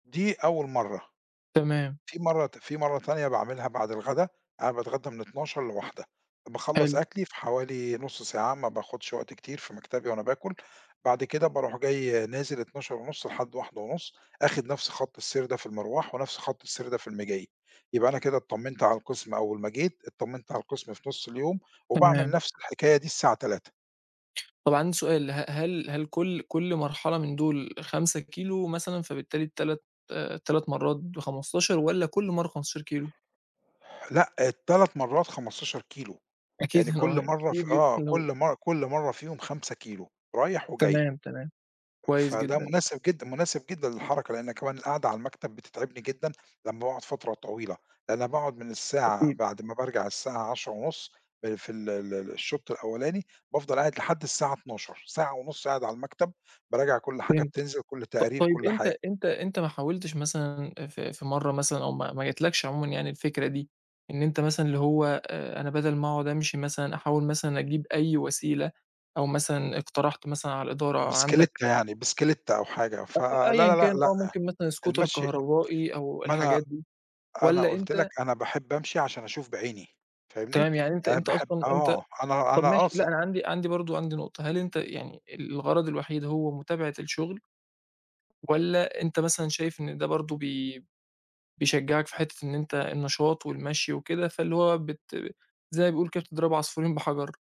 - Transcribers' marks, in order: tapping; laughing while speaking: "أكيد"; unintelligible speech; in English: "Scooter"
- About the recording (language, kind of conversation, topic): Arabic, podcast, إزاي تحافظ على نشاطك من غير ما تروح الجيم؟